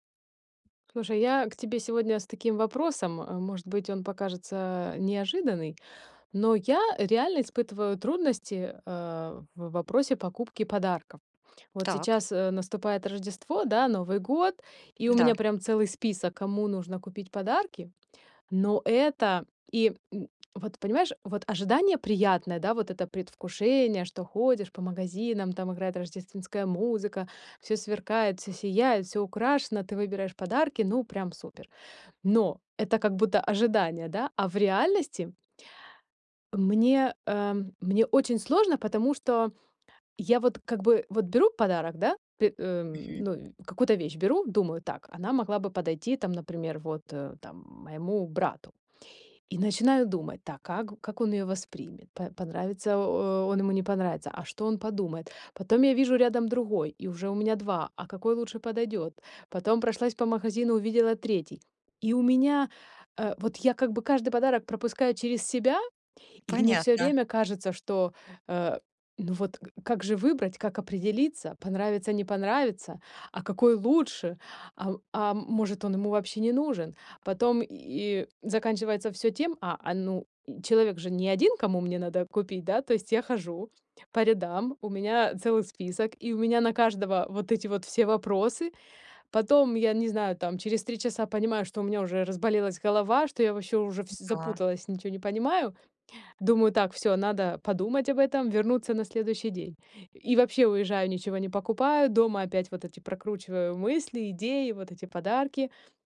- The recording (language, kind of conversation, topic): Russian, advice, Почему мне так трудно выбрать подарок и как не ошибиться с выбором?
- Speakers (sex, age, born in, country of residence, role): female, 40-44, Russia, United States, advisor; female, 40-44, Ukraine, United States, user
- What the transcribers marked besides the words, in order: tapping